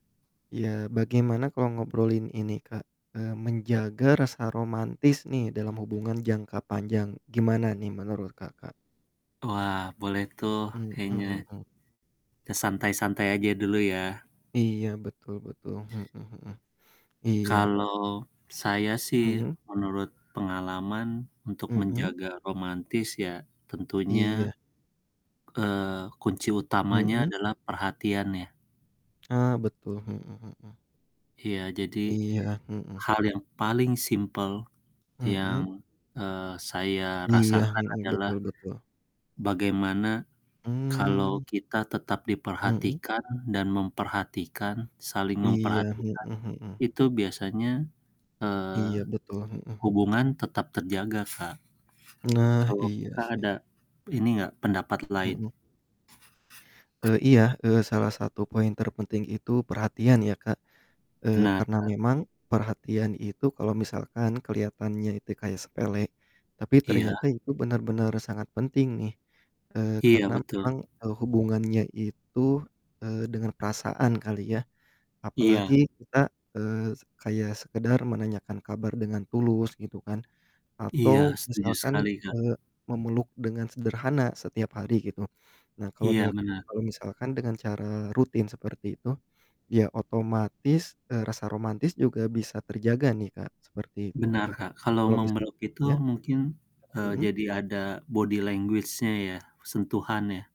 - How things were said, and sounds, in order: mechanical hum; distorted speech; tapping; other background noise; in English: "body language-nya"
- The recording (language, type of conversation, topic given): Indonesian, unstructured, Bagaimana kamu menjaga romantisme dalam hubungan jangka panjang?